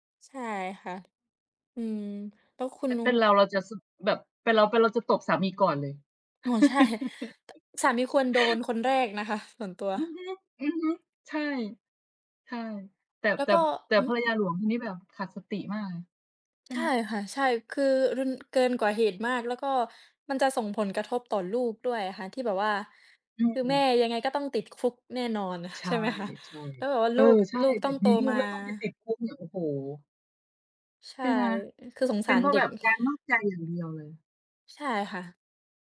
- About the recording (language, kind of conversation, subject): Thai, unstructured, คุณคิดว่าคนที่นอกใจควรได้รับโอกาสแก้ไขความสัมพันธ์ไหม?
- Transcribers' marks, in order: laugh; other background noise